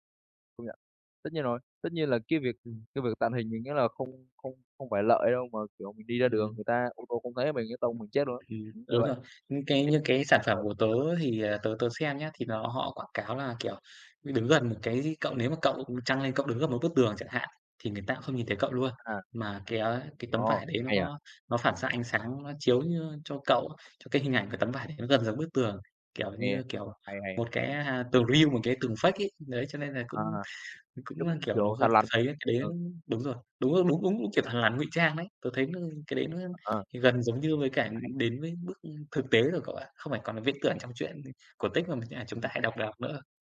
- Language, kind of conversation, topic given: Vietnamese, unstructured, Bạn có ước mơ nào chưa từng nói với ai không?
- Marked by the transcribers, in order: unintelligible speech; in English: "real"; in English: "fake"; other background noise; unintelligible speech